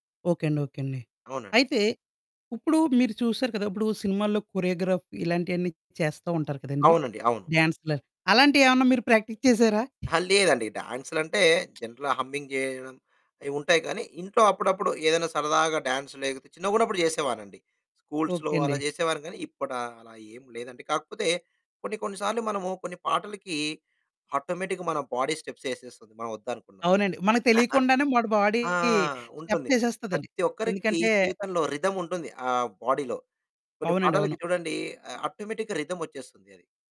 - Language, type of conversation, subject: Telugu, podcast, ఏ సినిమా లుక్ మీ వ్యక్తిగత శైలికి ప్రేరణగా నిలిచింది?
- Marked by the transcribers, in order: in English: "కొరియోగ్రాఫ్"; in English: "ప్రాక్టీస్"; in English: "జనరల్‌గా హమ్మింగ్"; other background noise; in English: "డాన్స్"; in English: "స్కూల్స్‌లో"; in English: "ఆటోమేటిక్‌గా"; in English: "బాడీ స్టెప్స్"; chuckle; distorted speech; in English: "బాడీ"; in English: "రిథమ్"; in English: "బాడీలో"; in English: "ఆటోమేటిక్‌గా"